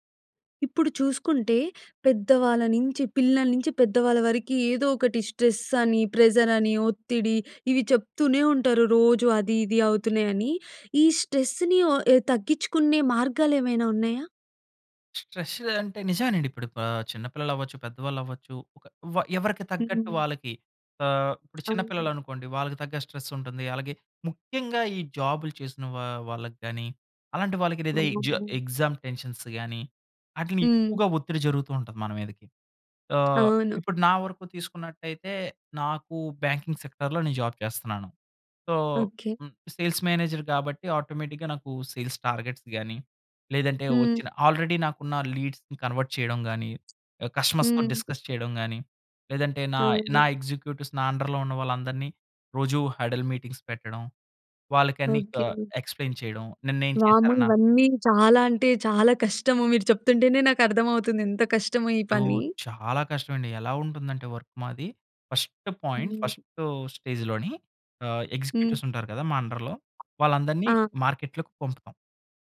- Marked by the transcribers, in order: in English: "స్ట్రెస్"; in English: "ప్రెజర్"; in English: "స్ట్రెస్‌ని"; in English: "స్ట్రెస్"; tapping; in English: "ఎగ్జామ్ టెన్షన్స్"; in English: "బ్యాంకింగ్ సెక్టార్‌లో"; in English: "జాబ్"; in English: "సో"; in English: "సేల్స్ మేనేజర్"; in English: "ఆటోమేటిక్‌గా"; in English: "సేల్స్ టార్గెట్స్"; in English: "ఆల్రెడీ"; in English: "లీడ్స్‌ని కన్వర్ట్"; other background noise; in English: "కస్టమర్స్‌తో డిస్కస్"; in English: "ఎగ్జిక్యూటివ్స్"; in English: "అండర్‌లో"; in English: "హడల్ మీటింగ్స్"; in English: "ఎక్స్‌ప్లెయిన్"; in English: "వర్క్"; in English: "పోయింట్"; in English: "అండర్‌లో"; in English: "మార్కెట్"
- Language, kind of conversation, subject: Telugu, podcast, ఒత్తిడిని తగ్గించుకోవడానికి మీరు సాధారణంగా ఏ మార్గాలు అనుసరిస్తారు?